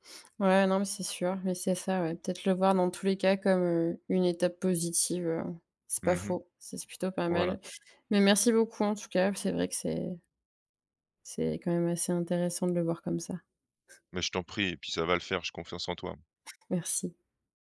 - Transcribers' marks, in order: other background noise
- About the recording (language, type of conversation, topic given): French, advice, Comment la procrastination vous empêche-t-elle d’avancer vers votre but ?